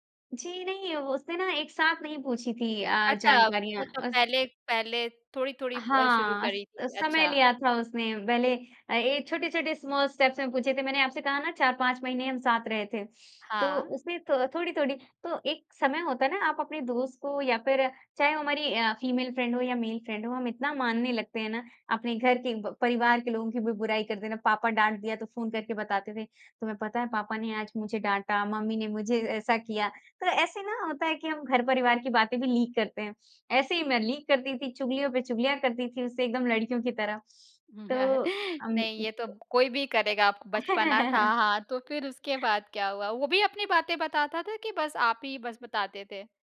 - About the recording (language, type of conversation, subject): Hindi, podcast, किसी बड़ी गलती से आपने क्या सीख हासिल की?
- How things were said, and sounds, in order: in English: "स्मॉल स्टेप्स"; in English: "फीमेल फ्रेंड"; in English: "मेल फ्रेंड"; in English: "लीक"; in English: "लीक"; chuckle; other noise; chuckle